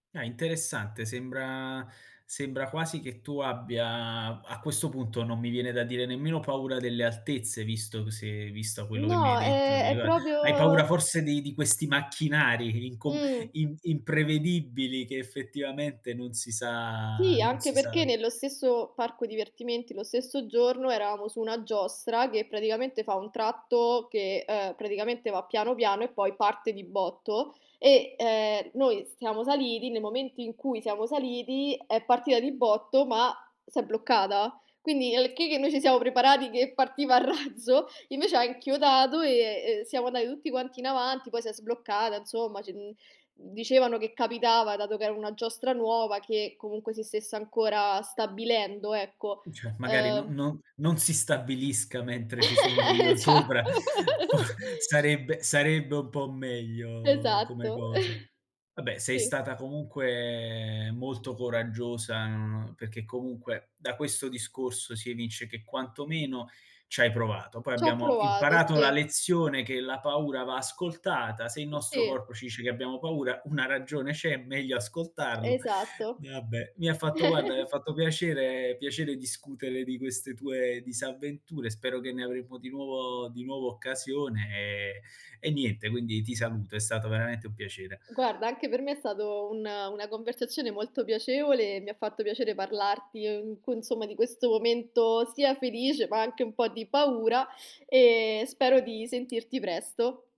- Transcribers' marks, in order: tapping; "proprio" said as "propio"; unintelligible speech; drawn out: "sa"; laughing while speaking: "a razzo"; "Cioè" said as "ceh"; other background noise; laugh; laughing while speaking: "Esatto"; laughing while speaking: "fo"; laugh; drawn out: "comunque"; chuckle; unintelligible speech; chuckle
- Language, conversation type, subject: Italian, podcast, Raccontami di una volta in cui hai detto sì nonostante la paura?